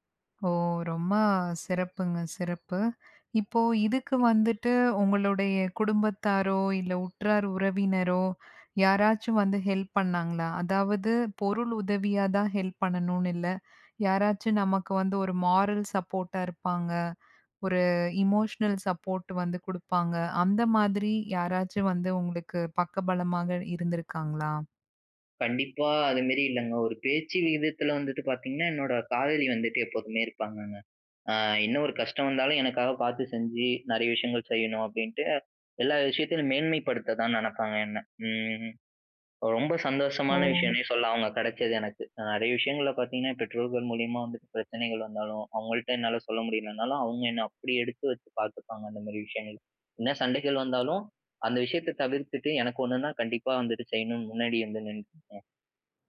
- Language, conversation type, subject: Tamil, podcast, மீண்டும் கற்றலைத் தொடங்குவதற்கு சிறந்த முறையெது?
- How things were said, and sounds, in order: other background noise; in English: "மோரல் சப்போர்ட்டா"; in English: "எமோஷனல் சப்போர்ட்"; joyful: "ரொம்ப சந்தோஷமான விஷயமுனே சொல்லாம், அவங்க கிடைச்சது எனக்கு"